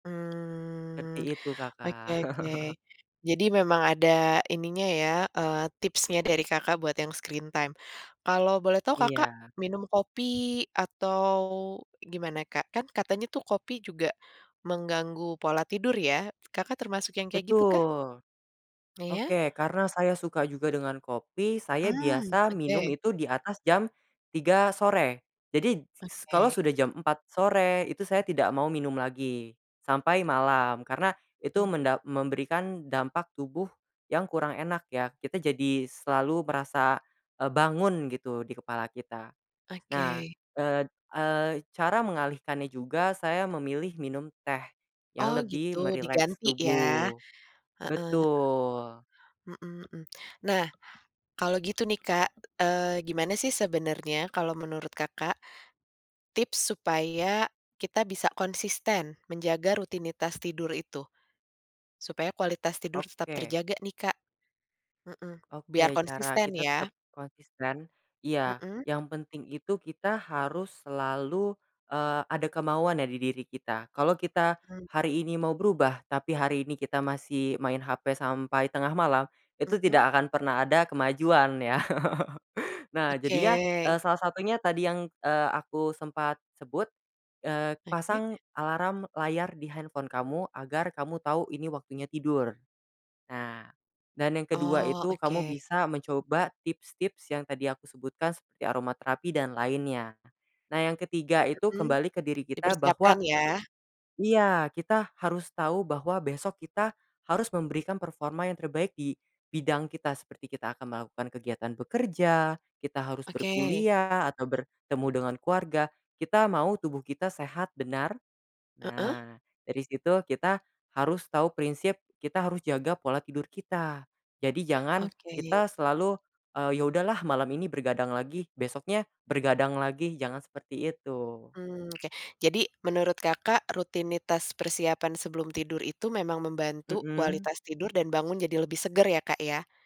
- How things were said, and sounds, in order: drawn out: "Mmm"; chuckle; tapping; in English: "screen time"; other background noise; chuckle
- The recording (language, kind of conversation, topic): Indonesian, podcast, Bisa ceritakan rutinitas tidur seperti apa yang membuat kamu bangun terasa segar?